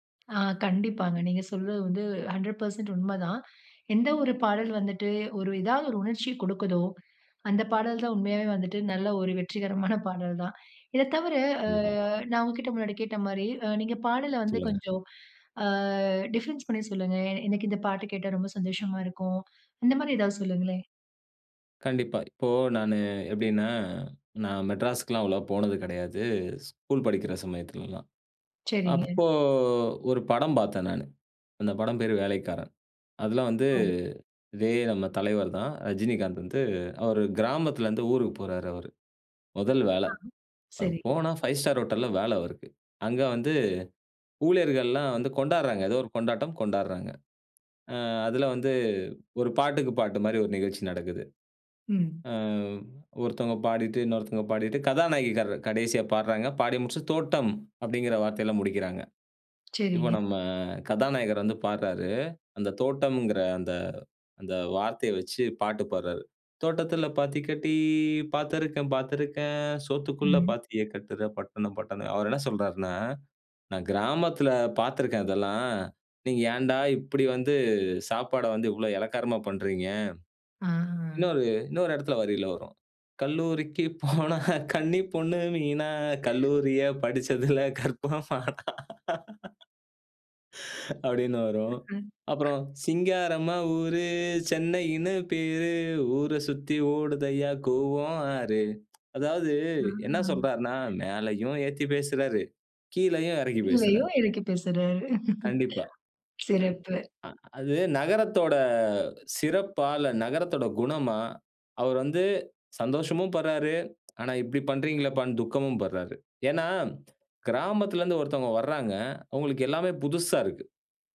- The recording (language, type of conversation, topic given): Tamil, podcast, உங்கள் சுயத்தைச் சொல்லும் பாடல் எது?
- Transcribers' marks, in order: other background noise; laughing while speaking: "வெற்றிகரமான பாடல்"; drawn out: "அ"; in English: "டிஃபரன்ஸ்"; drawn out: "அப்போ"; drawn out: "ஆ"; singing: "தோட்டத்தில பாத்தி கட்டி. பாத்திருக்கேன் பாத்திருக்கேன். சோத்துக்குள்ள பாத்திய கட்டுற பட்டணம், பட்டணம்"; singing: "கல்லூரிக்கு போனா, கன்னி பொண்ணு மீனா, கல்லூரிய படுச்சதுல, கற்பம்மானா"; laughing while speaking: "போனா, கன்னி பொண்ணு மீனா, கல்லூரிய படுச்சதுல, கற்பம்மானா"; "கல்லூரியில" said as "கல்லூரிய"; laugh; inhale; singing: "சிங்காரம்மா ஊரு, சென்னையினு பேரு. ஊர சுத்தி ஓடுதய்யா கூவம் ஆறு"; chuckle; drawn out: "நகரத்தோட"